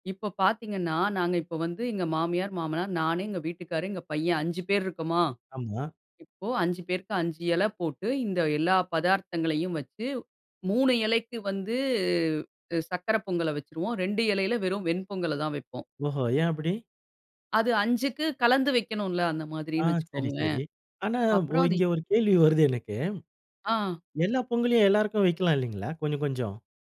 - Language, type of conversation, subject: Tamil, podcast, பண்டிகைக்காலத்தில் வீட்டில் மட்டும் செய்வது போல ஒரு குடும்ப உணவின் சுவை அனுபவத்தைப் பகிர முடியுமா?
- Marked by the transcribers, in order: chuckle